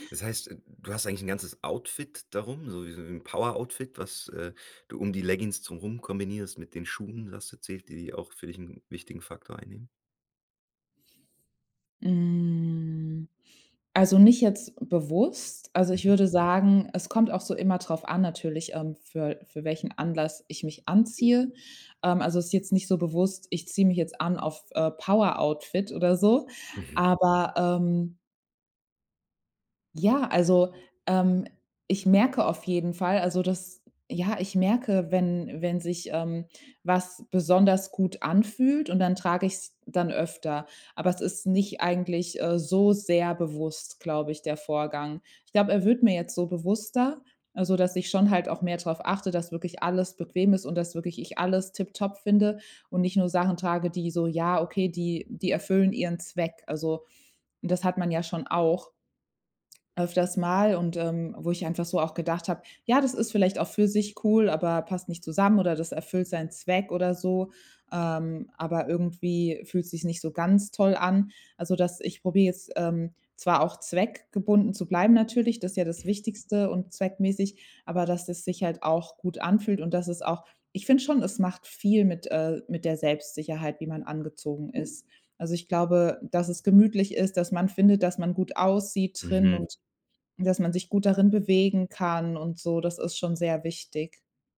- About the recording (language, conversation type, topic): German, podcast, Gibt es ein Kleidungsstück, das dich sofort selbstsicher macht?
- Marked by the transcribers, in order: drawn out: "Hm"; other background noise